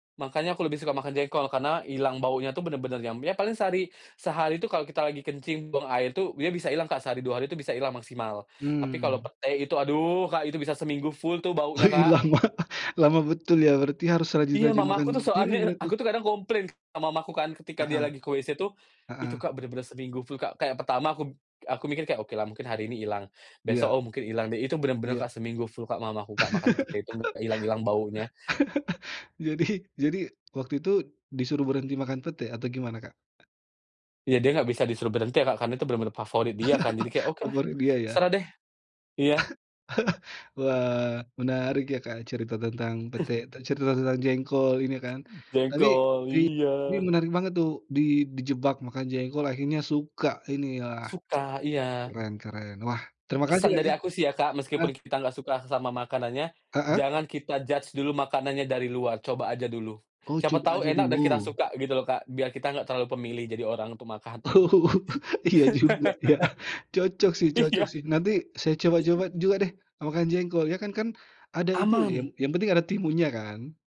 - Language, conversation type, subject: Indonesian, podcast, Aroma masakan apa yang langsung membuat kamu teringat rumah?
- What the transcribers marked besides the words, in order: laughing while speaking: "Oh hilang"; laugh; tapping; laugh; laugh; laugh; tsk; in English: "judge"; laughing while speaking: "Oh, iya juga ya"; laugh; laughing while speaking: "Iya"